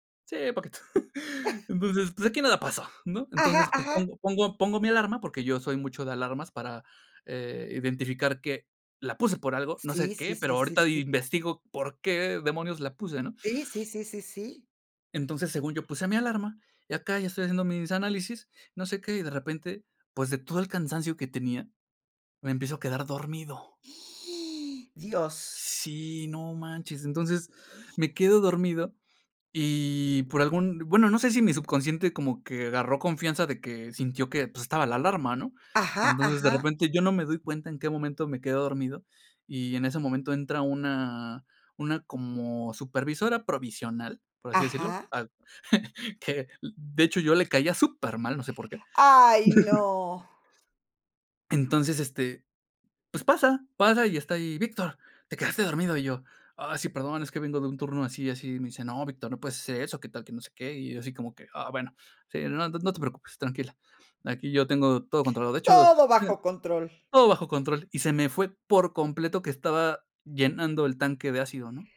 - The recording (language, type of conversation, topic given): Spanish, podcast, ¿Qué errores cometiste al aprender por tu cuenta?
- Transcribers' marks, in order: chuckle; gasp; chuckle; laugh